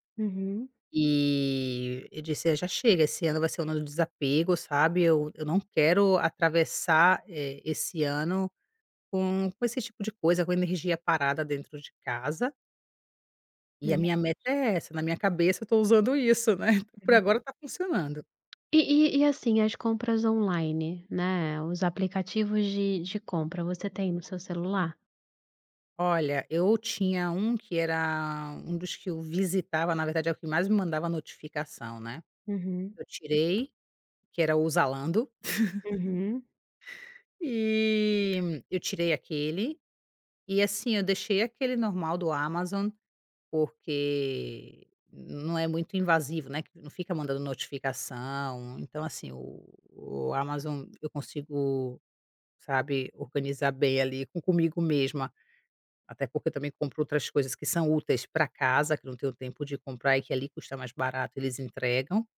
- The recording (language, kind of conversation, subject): Portuguese, advice, Gastar impulsivamente para lidar com emoções negativas
- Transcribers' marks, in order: chuckle; tapping; laugh